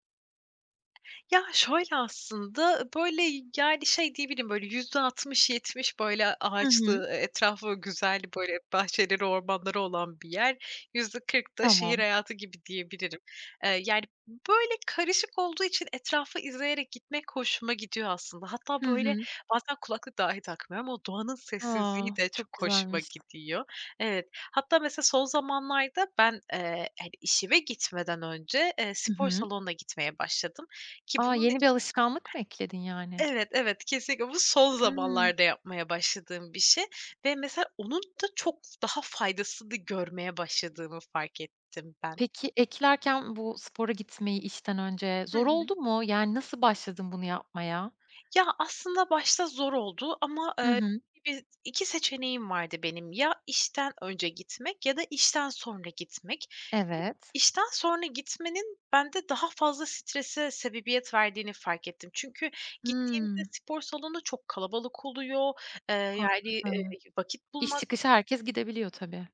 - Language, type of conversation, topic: Turkish, podcast, Günlük küçük alışkanlıklar işine nasıl katkı sağlar?
- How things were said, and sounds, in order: tapping; other background noise; unintelligible speech; unintelligible speech